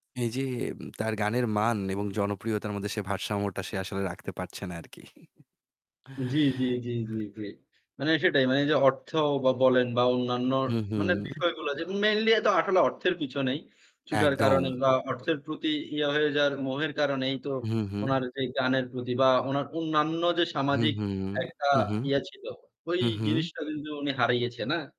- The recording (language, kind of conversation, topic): Bengali, unstructured, গানশিল্পীরা কি এখন শুধু অর্থের পেছনে ছুটছেন?
- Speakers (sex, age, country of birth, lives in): male, 20-24, Bangladesh, Bangladesh; male, 30-34, Bangladesh, Bangladesh
- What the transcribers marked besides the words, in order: static; chuckle; other background noise; in English: "mainly"